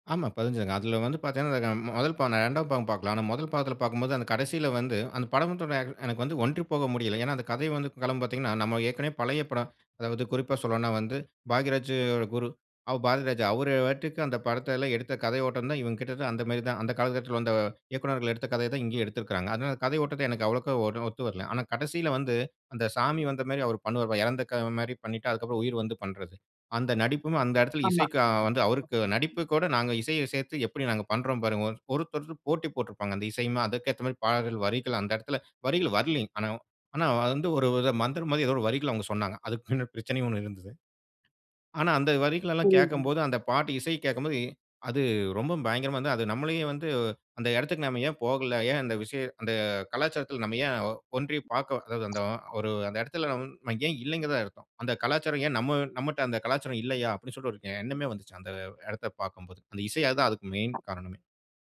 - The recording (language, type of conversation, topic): Tamil, podcast, பாடல் வரிகள் உங்கள் நெஞ்சை எப்படித் தொடுகின்றன?
- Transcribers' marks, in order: other background noise; "பாட்டுக்கு" said as "வட்டுக்கு"; "படத்துல" said as "படத்தல"; laughing while speaking: "அதுக்கு பின்ன பிரச்சனையும் ஒண்ணு இருந்தது"